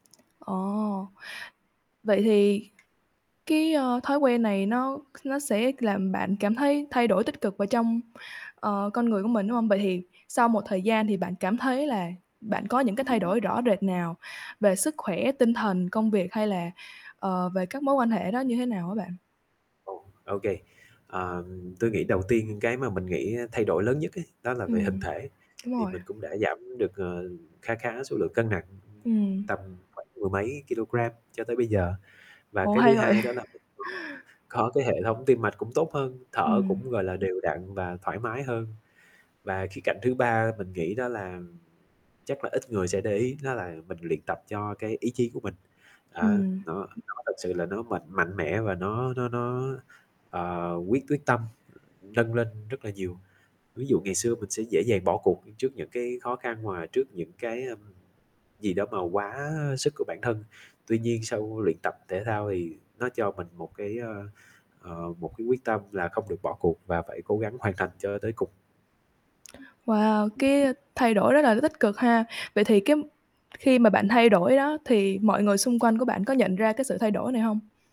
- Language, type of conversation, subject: Vietnamese, podcast, Có thói quen nhỏ nào đã thay đổi cuộc sống của bạn không?
- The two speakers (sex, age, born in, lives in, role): female, 18-19, Vietnam, Vietnam, host; male, 25-29, Vietnam, Vietnam, guest
- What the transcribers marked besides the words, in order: static; tapping; other background noise; distorted speech; chuckle